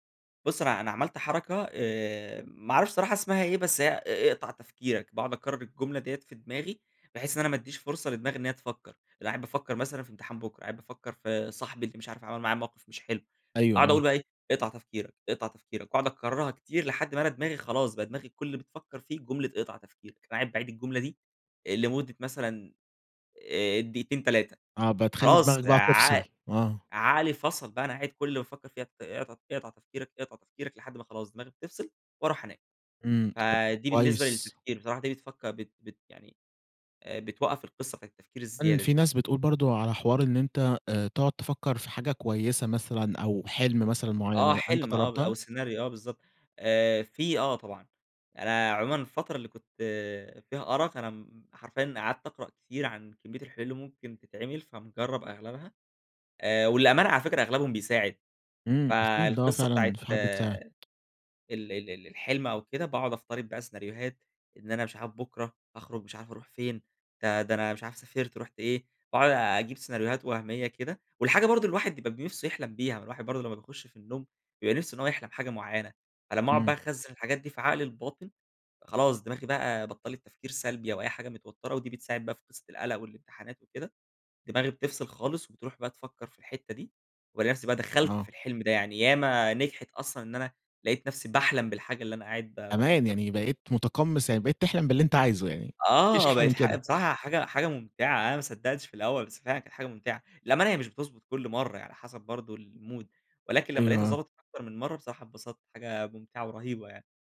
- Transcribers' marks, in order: tapping; in English: "المود"
- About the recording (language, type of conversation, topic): Arabic, podcast, إيه أهم نصايحك للي عايز ينام أسرع؟